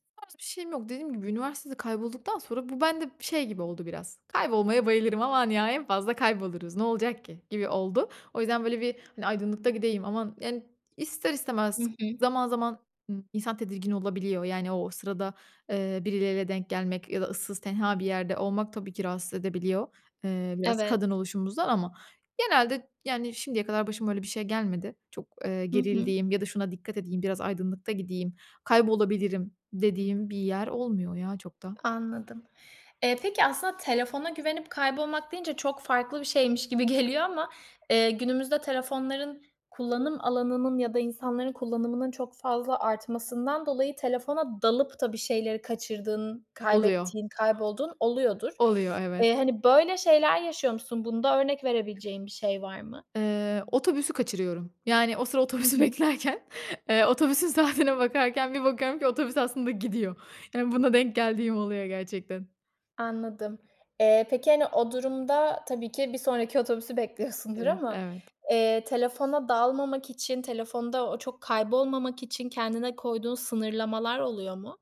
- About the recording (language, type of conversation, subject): Turkish, podcast, Telefona güvendin de kaybolduğun oldu mu?
- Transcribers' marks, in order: joyful: "Kaybolmaya bayılırım aman ya en fazla kayboluruz. Ne olacak ki gibi oldu"; laughing while speaking: "geliyor"; stressed: "dalıp"; other background noise; laughing while speaking: "o sıra otobüsü beklerken, eee … geldiğim oluyor gerçekten"; laughing while speaking: "bekliyosundur"